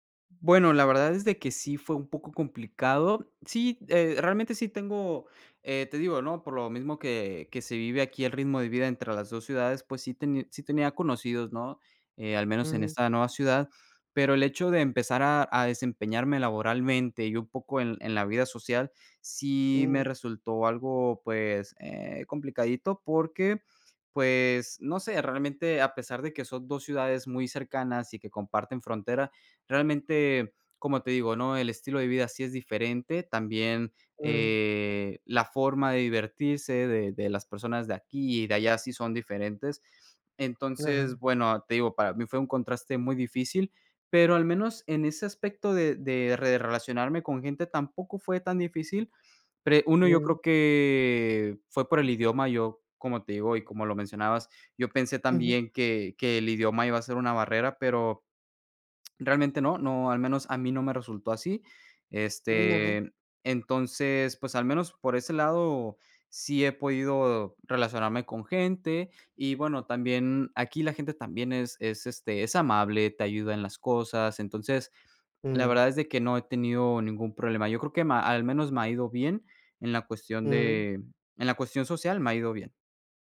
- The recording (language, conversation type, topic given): Spanish, podcast, ¿Qué cambio de ciudad te transformó?
- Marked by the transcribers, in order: none